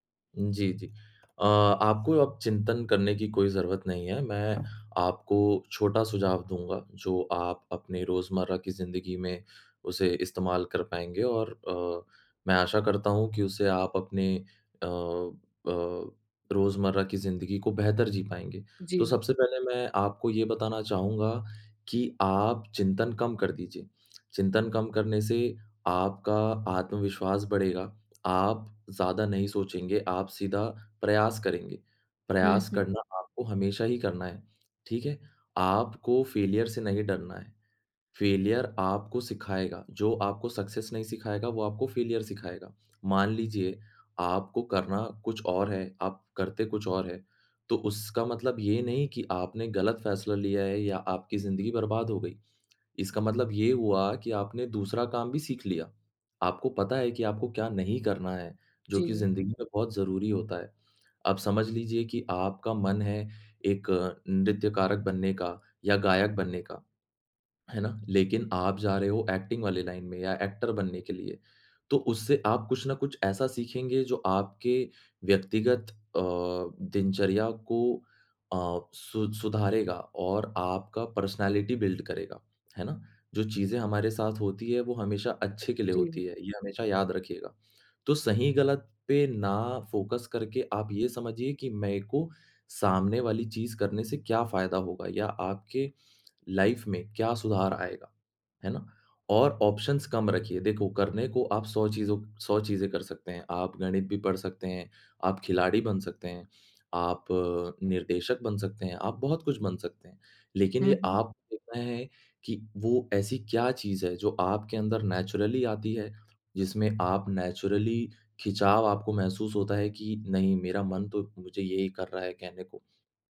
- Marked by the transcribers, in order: tapping; in English: "फेलियर"; in English: "फेलियर"; in English: "सक्सेस"; in English: "फेलियर"; other background noise; in English: "एक्टिंग"; in English: "लाइन"; in English: "एक्टर"; in English: "पर्सनैलिटी बिल्ड"; in English: "फ़ोकस"; in English: "लाइफ़"; in English: "ऑप्शंस"; in English: "नैचुरली"; in English: "नैचुरली"
- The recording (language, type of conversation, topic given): Hindi, advice, बहुत सारे विचारों में उलझकर निर्णय न ले पाना